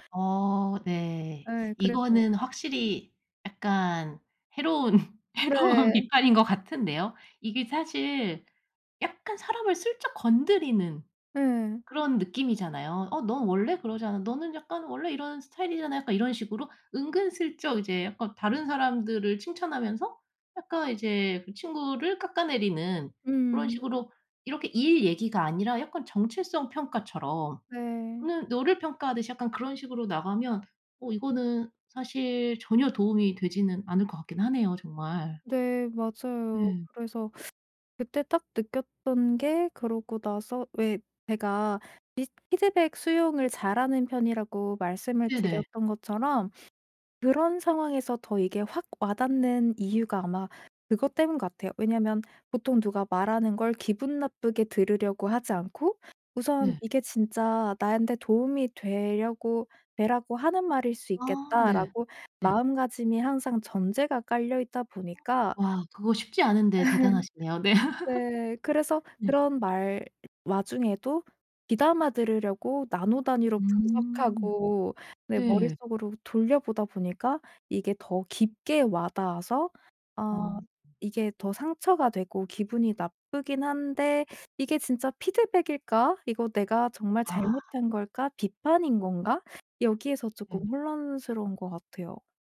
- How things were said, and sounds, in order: laugh; laughing while speaking: "해로운"; other background noise; teeth sucking; tapping; gasp; laugh; laugh
- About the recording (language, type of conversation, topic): Korean, advice, 건설적인 피드백과 파괴적인 비판은 어떻게 구별하나요?